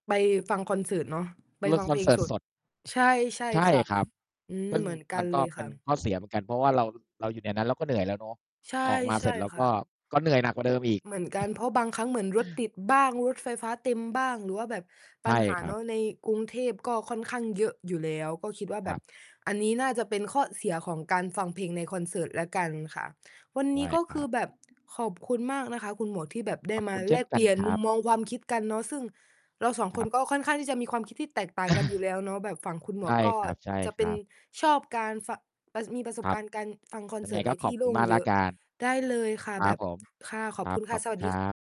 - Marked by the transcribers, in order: distorted speech; other background noise; chuckle
- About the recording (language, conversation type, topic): Thai, unstructured, คุณคิดว่าการฟังเพลงสดกับการฟังเพลงผ่านแอปพลิเคชัน แบบไหนให้ประสบการณ์ที่ดีกว่ากัน?